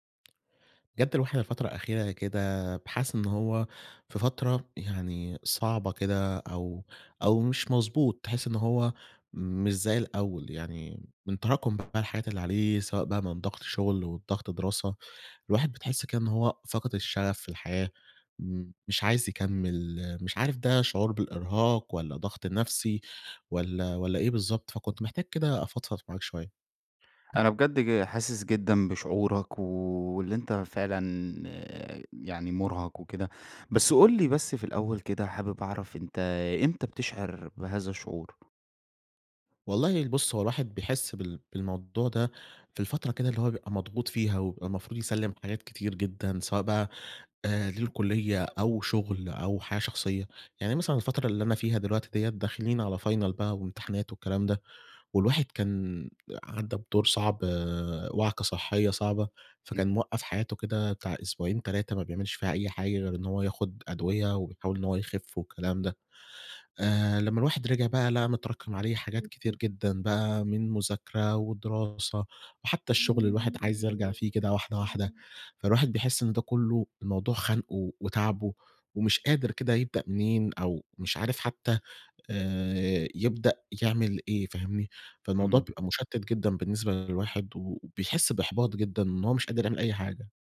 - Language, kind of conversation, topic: Arabic, advice, إزاي أعبّر عن إحساسي بالتعب واستنزاف الإرادة وعدم قدرتي إني أكمل؟
- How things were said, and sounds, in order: in English: "Final"